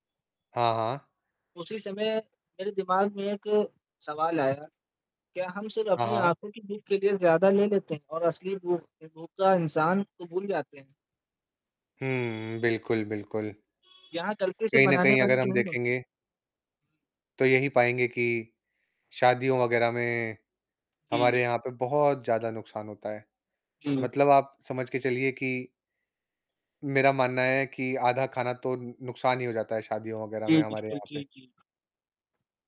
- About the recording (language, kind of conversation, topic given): Hindi, unstructured, क्या आपको लगता है कि लोग खाने की बर्बादी होने तक ज़रूरत से ज़्यादा खाना बनाते हैं?
- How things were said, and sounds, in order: horn; distorted speech